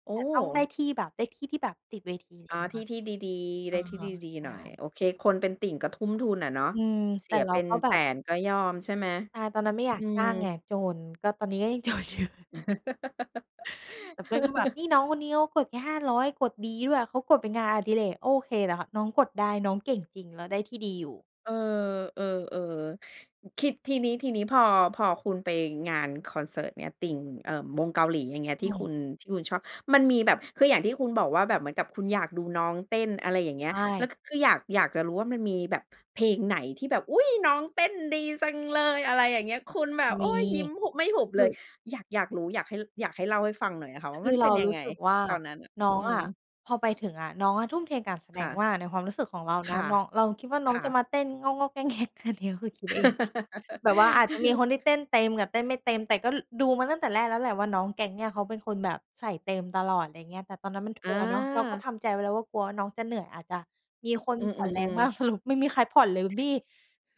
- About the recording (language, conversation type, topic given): Thai, podcast, เล่าประสบการณ์ไปดูคอนเสิร์ตที่ประทับใจที่สุดของคุณให้ฟังหน่อยได้ไหม?
- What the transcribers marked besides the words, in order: tapping; laughing while speaking: "จนอยู่"; laugh; other background noise; laughing while speaking: "อันนี้ก็คือคิดเองไง"; laugh